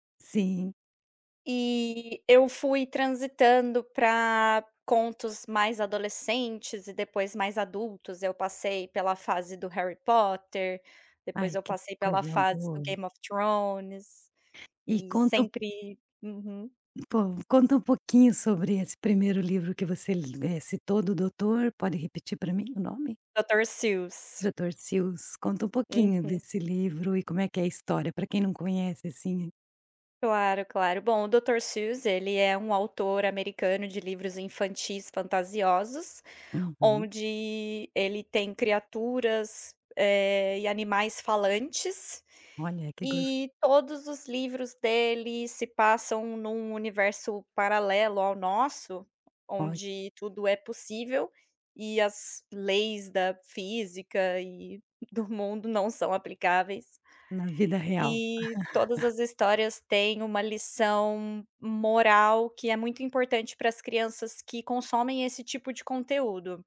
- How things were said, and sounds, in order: other background noise; chuckle
- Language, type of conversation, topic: Portuguese, podcast, O que te motiva a continuar aprendendo?